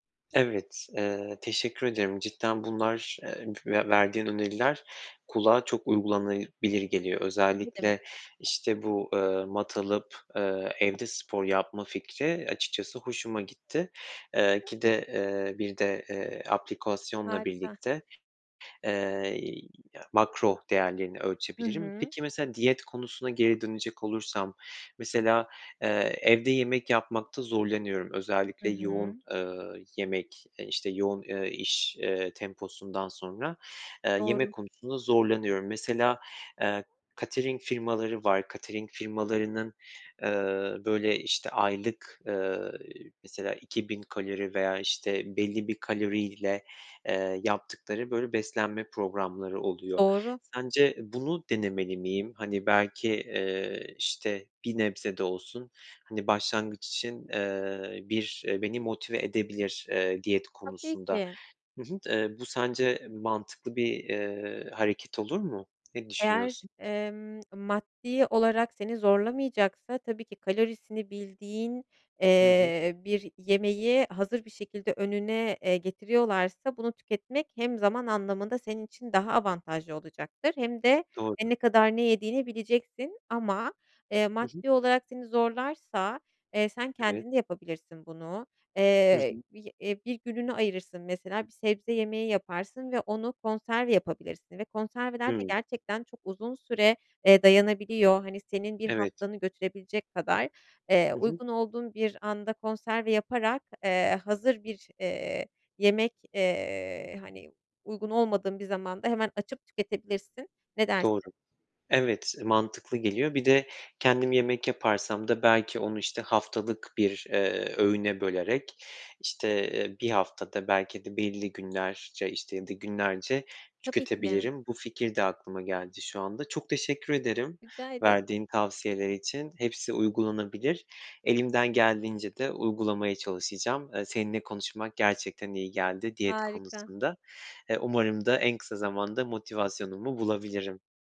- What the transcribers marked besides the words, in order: other background noise; tapping; in English: "katering"; "catering" said as "katering"; in English: "Katering"; "Catering" said as "Katering"
- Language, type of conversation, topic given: Turkish, advice, Diyete başlayıp motivasyonumu kısa sürede kaybetmemi nasıl önleyebilirim?